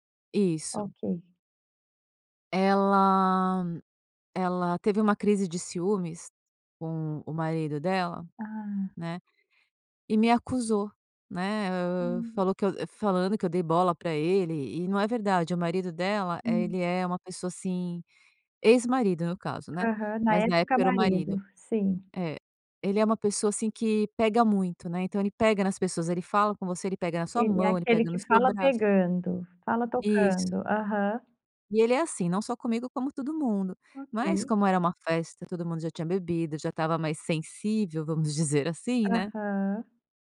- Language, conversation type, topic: Portuguese, podcast, Como podemos reconstruir amizades que esfriaram com o tempo?
- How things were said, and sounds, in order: none